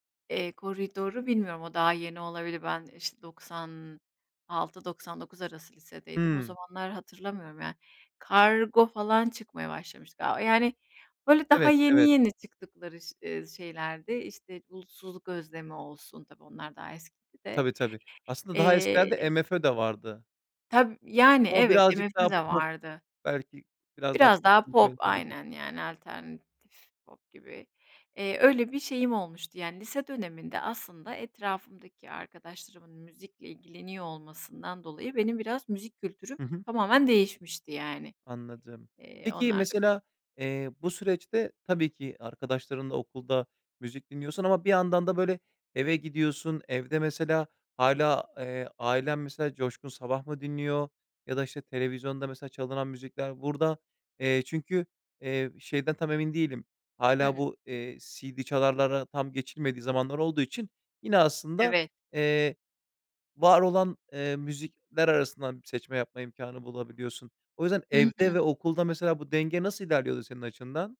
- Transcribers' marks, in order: none
- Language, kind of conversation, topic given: Turkish, podcast, Çevreniz müzik tercihleriniz üzerinde ne kadar etkili oldu?